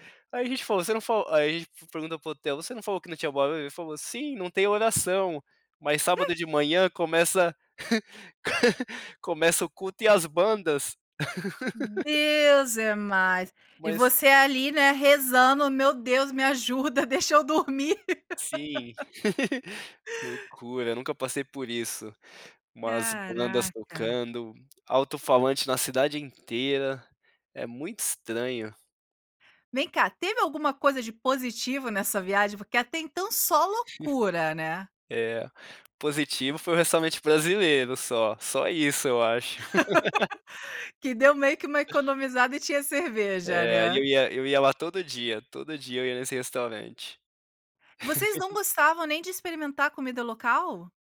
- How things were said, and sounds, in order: laugh; laugh; laugh; laugh; other background noise; laugh
- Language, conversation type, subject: Portuguese, podcast, Me conta sobre uma viagem que despertou sua curiosidade?